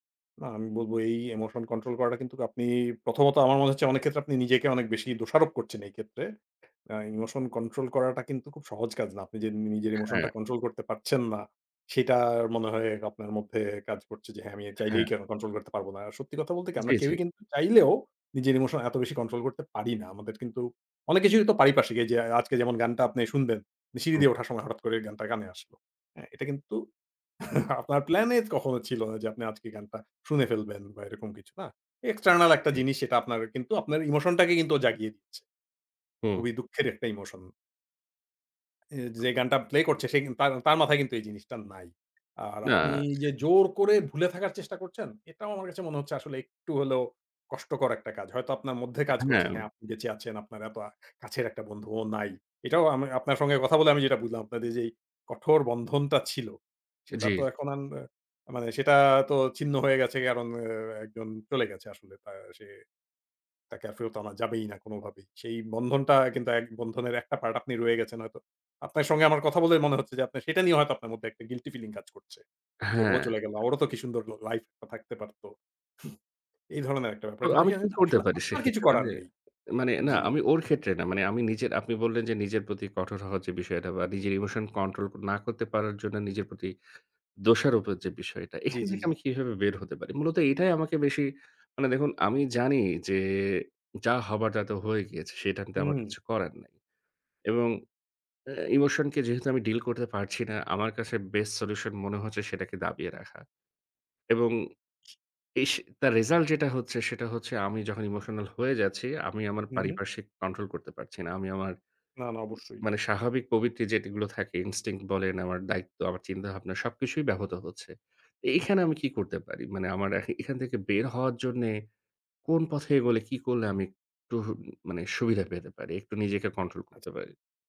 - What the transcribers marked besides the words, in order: chuckle; tapping; other background noise; unintelligible speech; "যেগুলো" said as "যেটগুলো"; in English: "ইনস্টিংক্ট"; "আচ্ছা" said as "আচ"
- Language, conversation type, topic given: Bengali, advice, স্মৃতি, গান বা কোনো জায়গা দেখে কি আপনার হঠাৎ কষ্ট অনুভব হয়?